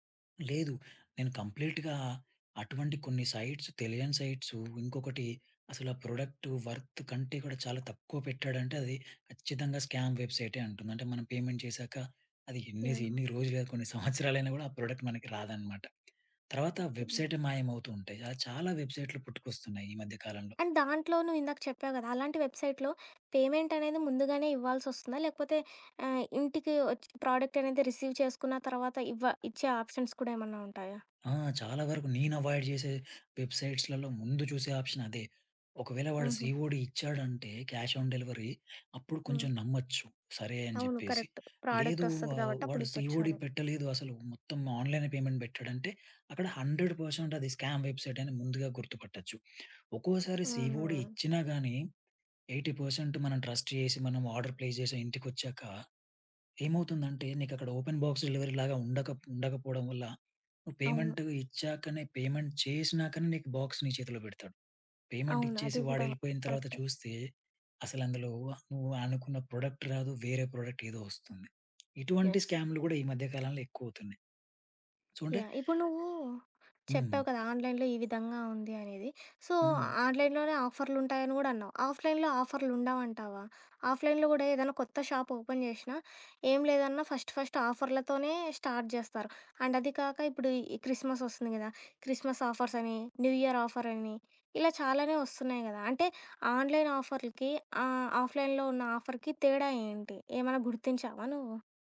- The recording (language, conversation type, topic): Telugu, podcast, ఆన్‌లైన్ షాపింగ్‌లో మీరు ఎలా సురక్షితంగా ఉంటారు?
- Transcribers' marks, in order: in English: "కంప్లీట్‌గా"; in English: "సైట్స్"; in English: "ప్రోడక్ట్ వర్త్"; in English: "స్కామ్"; in English: "పేమెంట్"; in English: "ప్రోడక్ట్"; other background noise; in English: "అండ్"; in English: "వెబ్‌సైట్‌లో పేమెంట్"; in English: "ప్రోడక్ట్"; in English: "రిసీవ్"; in English: "ఆప్సన్స్"; in English: "అవాయిడ్"; in English: "ఆప్షన్"; in English: "సిఒడి"; in English: "క్యాష్ ఆన్ డెలివరీ"; in English: "ప్రొడక్ట్"; in English: "సీఓడి"; in English: "పేమెంట్"; in English: "హండ్రెడ్ పర్సెంట్"; in English: "స్కామ్"; in English: "సీఒడి"; in English: "ఎయిటి పర్సెంట్"; in English: "ట్రస్ట్"; in English: "ఆర్డర్ ప్లేస్"; in English: "ఓపెన్ బాక్స్ డెలివరీలాగా"; in English: "పేమెంట్"; in English: "బాక్స్"; in English: "ప్రొడక్ట్"; in English: "ప్రోడక్ట్"; in English: "యస్"; in English: "సో"; in English: "ఆన్‌లైన్‌లో"; in English: "సో, ఆన్‌లోన్‌లోనే"; in English: "ఆఫ్‌లైన్‌లో"; in English: "ఆఫ్‌లైన్‌లో"; in English: "షాప్ ఓపెన్"; in English: "ఫస్ట్, ఫస్ట్"; in English: "స్టార్ట్"; in English: "అండ్"; in English: "ఆఫర్స్"; in English: "న్యూ ఇయర్"; in English: "ఆన్‌లైన్"; in English: "ఆఫ్‌లైన్‌లో"; in English: "ఆఫర్‌కి"